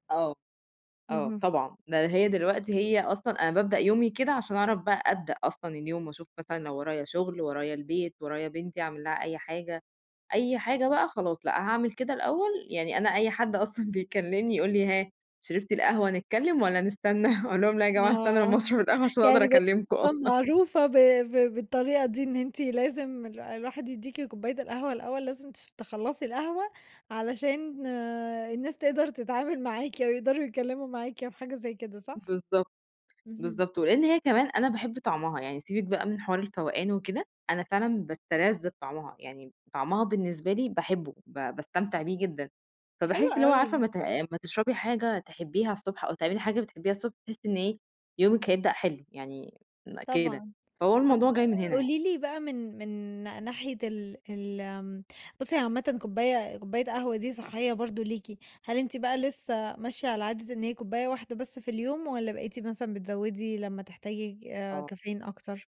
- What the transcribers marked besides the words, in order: chuckle; laugh; laugh
- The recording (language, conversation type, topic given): Arabic, podcast, إيه تأثير السكر والكافيين على نومك وطاقتك؟